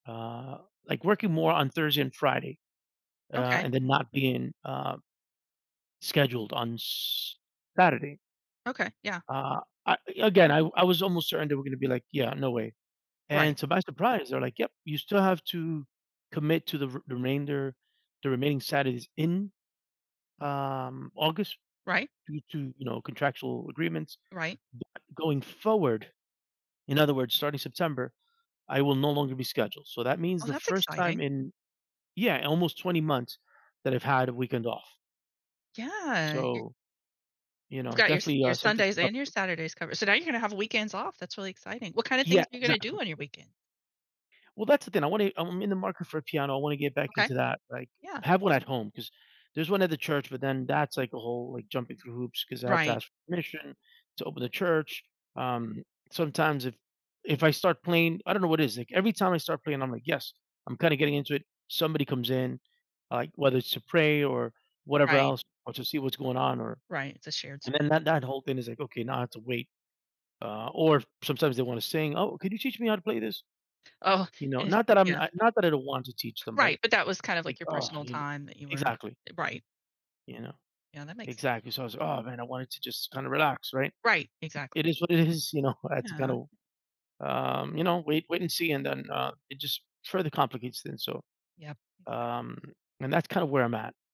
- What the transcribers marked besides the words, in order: other background noise
- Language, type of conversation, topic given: English, advice, How can I improve my work-life balance?
- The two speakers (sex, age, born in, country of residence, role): female, 40-44, United States, United States, advisor; male, 45-49, Dominican Republic, United States, user